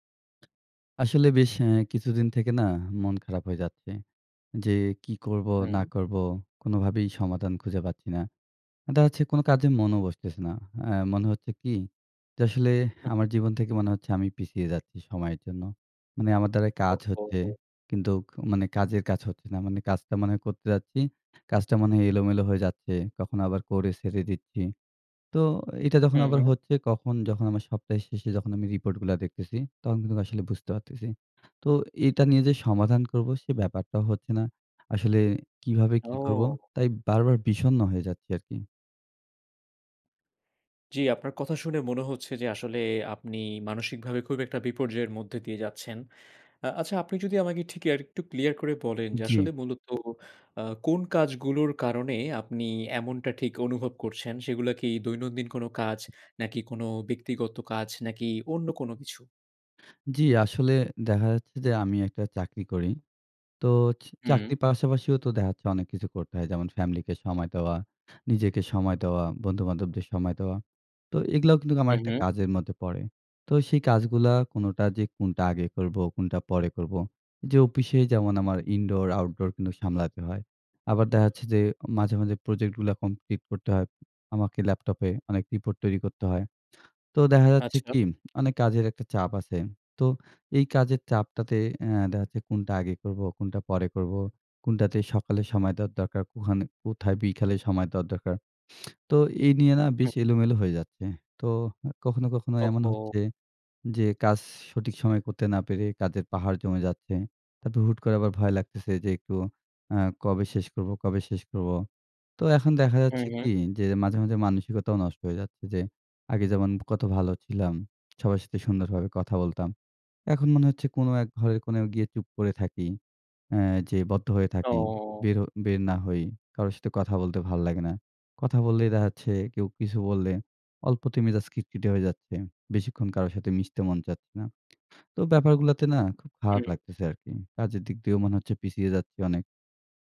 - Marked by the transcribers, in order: tapping; sad: "ওহ, হো !"; surprised: "ও!"; in English: "indoor outdoor"; lip smack; drawn out: "ও"; sad: "তো ব্যাপারগুলাতে না খুব খারাপ লাগতেছে আরকি"
- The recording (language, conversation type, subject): Bengali, advice, কাজের অগ্রাধিকার ঠিক করা যায় না, সময় বিভক্ত হয়
- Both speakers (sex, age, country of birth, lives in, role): male, 20-24, Bangladesh, Bangladesh, advisor; male, 25-29, Bangladesh, Bangladesh, user